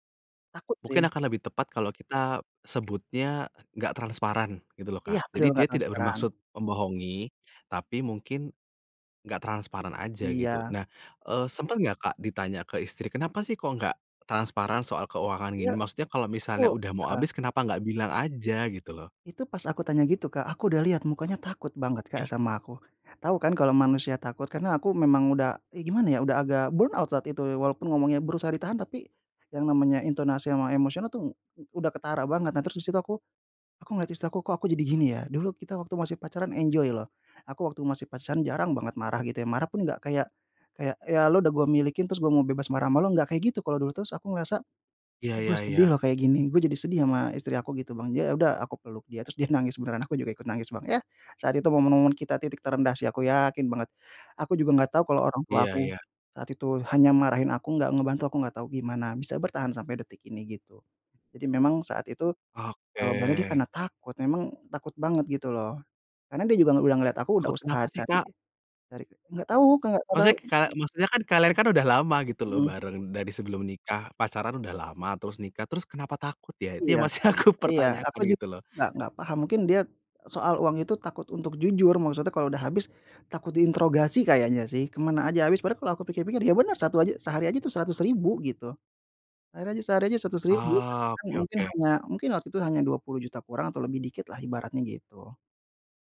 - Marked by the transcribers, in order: other background noise; tapping; in English: "burnout"; in English: "enjoy"; stressed: "yakin"; laughing while speaking: "yang masih aku"
- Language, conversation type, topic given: Indonesian, podcast, Bagaimana kamu belajar memaafkan diri sendiri setelah membuat kesalahan besar?
- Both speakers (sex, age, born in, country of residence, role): male, 30-34, Indonesia, Indonesia, guest; male, 30-34, Indonesia, Indonesia, host